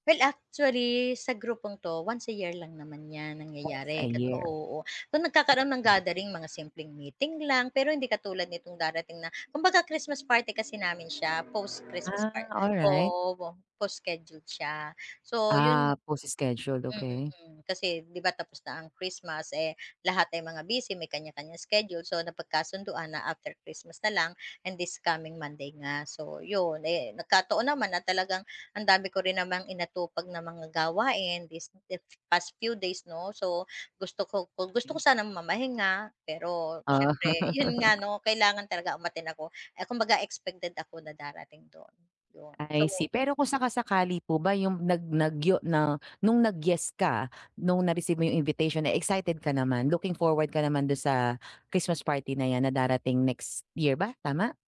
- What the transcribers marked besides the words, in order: laugh
- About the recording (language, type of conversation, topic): Filipino, advice, Paano ko mababalanse ang pahinga at mga obligasyong panlipunan?